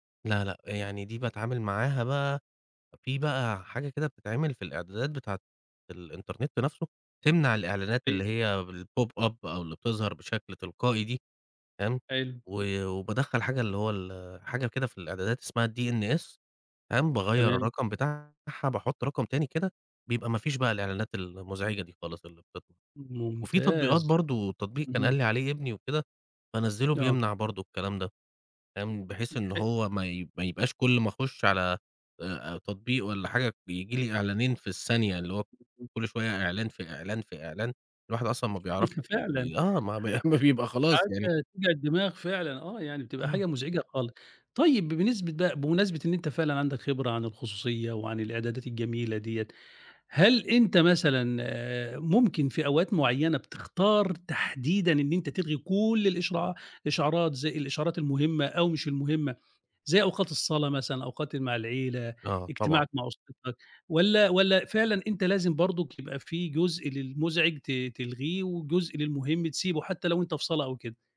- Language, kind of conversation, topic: Arabic, podcast, إزاي بتتعامل مع إشعارات التطبيقات اللي بتضايقك؟
- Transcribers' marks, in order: in English: "الpop up"; in English: "DNS"; tapping; unintelligible speech; other noise; chuckle; laughing while speaking: "بي ما بيبقى"; "الإشعارات" said as "الإشراعا"